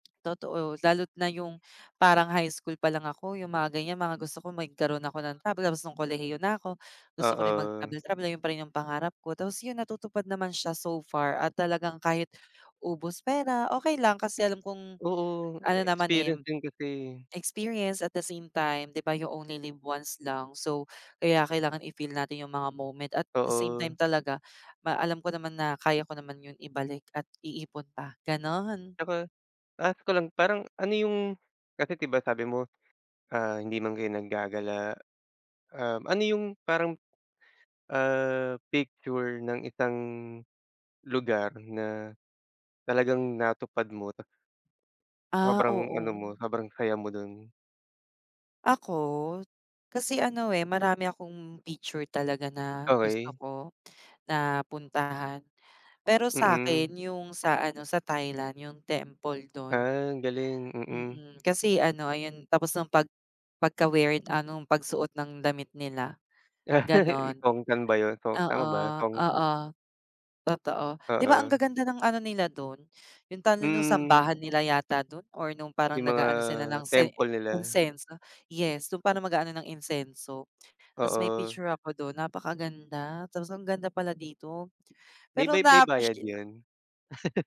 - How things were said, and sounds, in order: in English: "experience, at the same time"; in English: "You only live once"; in English: "at the same time"; laugh; chuckle
- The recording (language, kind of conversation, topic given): Filipino, unstructured, Ano ang unang pangarap na natupad mo dahil nagkaroon ka ng pera?